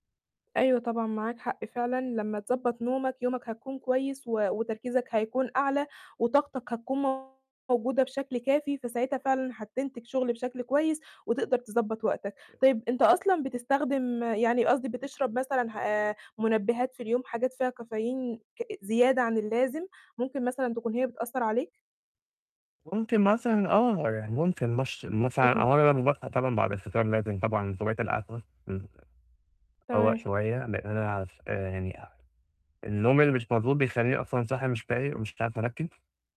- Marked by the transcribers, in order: distorted speech; unintelligible speech; unintelligible speech; unintelligible speech; unintelligible speech
- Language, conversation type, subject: Arabic, advice, إزاي أعمل روتين لتجميع المهام عشان يوفّرلي وقت؟